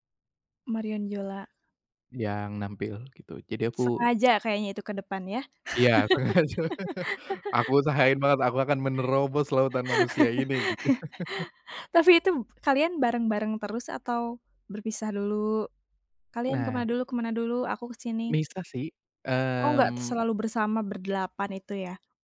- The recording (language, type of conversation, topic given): Indonesian, podcast, Apa pengalaman menonton konser yang paling berkesan bagi kamu?
- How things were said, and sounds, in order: laughing while speaking: "sengaja"; laugh; laugh; laughing while speaking: "gitu"; laugh